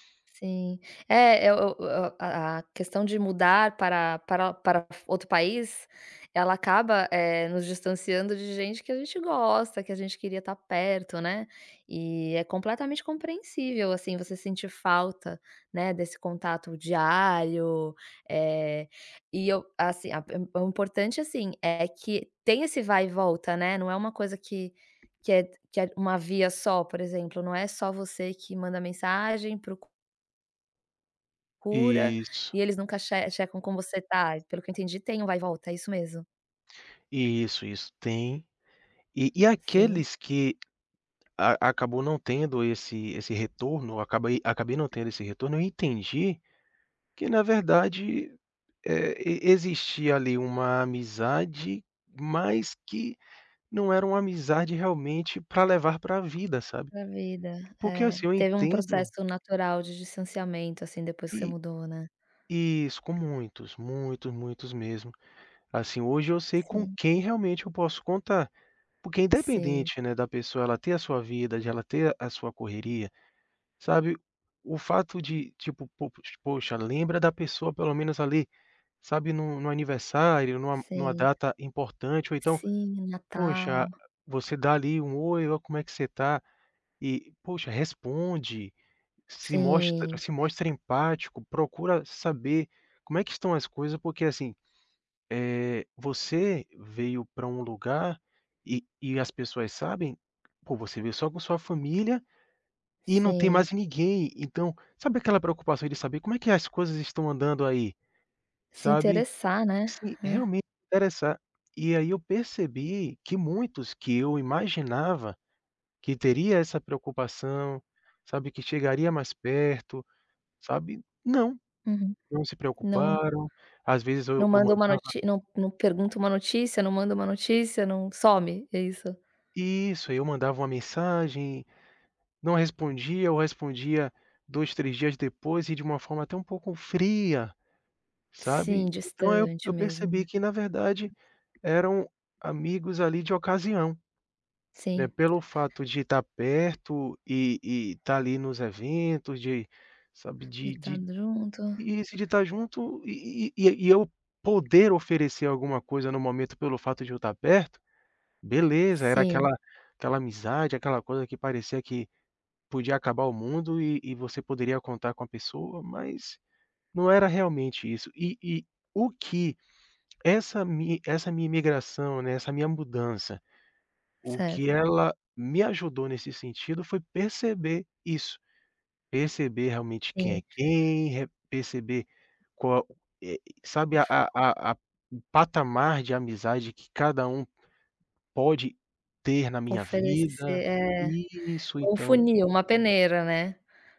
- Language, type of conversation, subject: Portuguese, advice, Como manter uma amizade à distância com pouco contato?
- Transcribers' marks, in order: tapping; other background noise